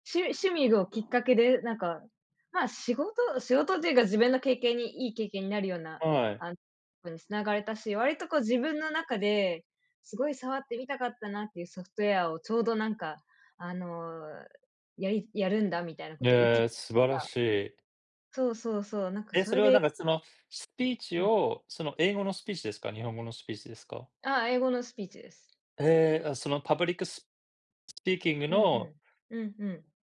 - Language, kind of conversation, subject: Japanese, unstructured, 趣味を通じて友達を作ることは大切だと思いますか？
- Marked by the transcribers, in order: other background noise; in English: "パブリックス スピーキング"